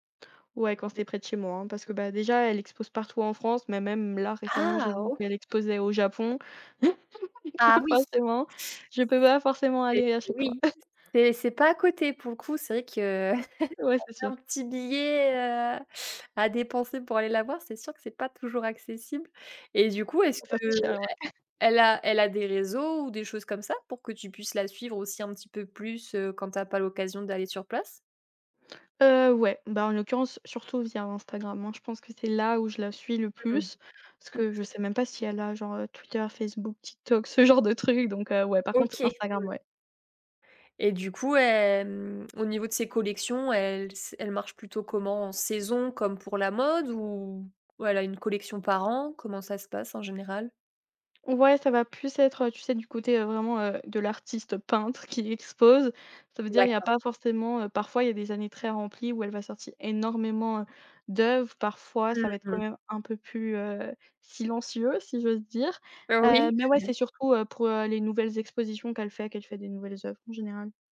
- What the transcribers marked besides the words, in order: surprised: "Ah !"; unintelligible speech; laughing while speaking: "donc forcément"; chuckle; chuckle; tapping; other background noise; chuckle
- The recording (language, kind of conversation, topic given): French, podcast, Quel artiste français considères-tu comme incontournable ?
- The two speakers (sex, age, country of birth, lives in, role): female, 20-24, France, France, guest; female, 25-29, France, France, host